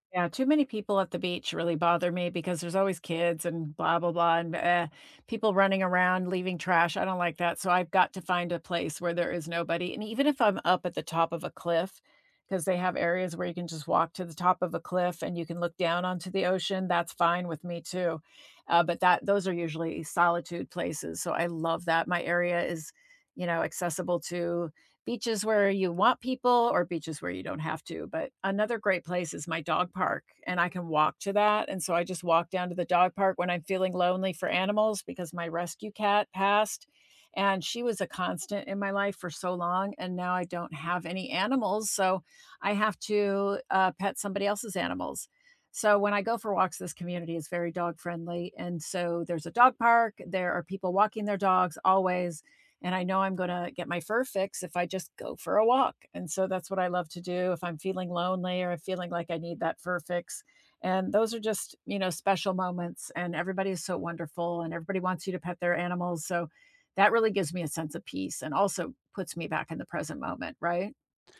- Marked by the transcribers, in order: none
- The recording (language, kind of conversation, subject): English, unstructured, What nearby place always lifts your mood, and what makes it special to you?
- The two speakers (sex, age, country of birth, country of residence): female, 65-69, United States, United States; male, 35-39, United States, United States